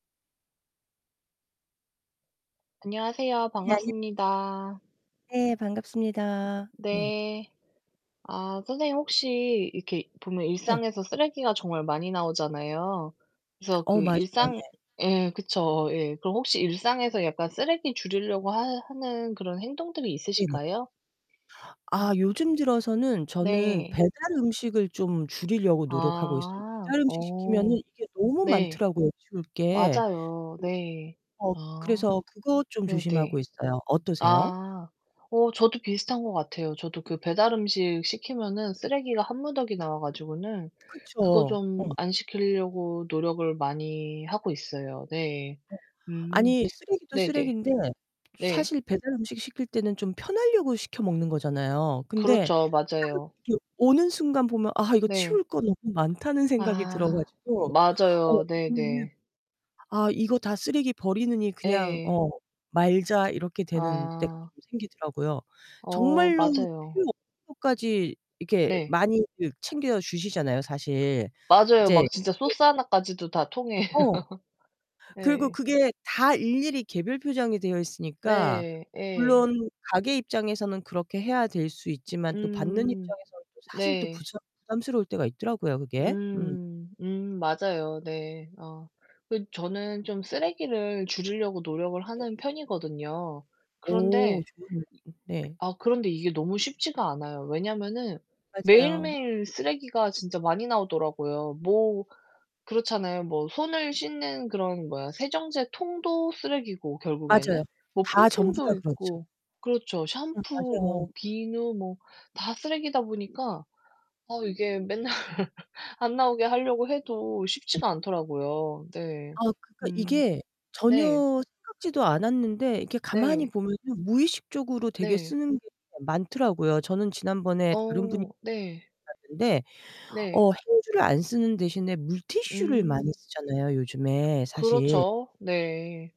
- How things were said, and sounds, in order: distorted speech; unintelligible speech; other background noise; laughing while speaking: "통에"; laugh; unintelligible speech; laughing while speaking: "맨날"; unintelligible speech
- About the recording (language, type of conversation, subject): Korean, unstructured, 쓰레기를 줄이는 가장 쉬운 방법은 무엇이라고 생각하시나요?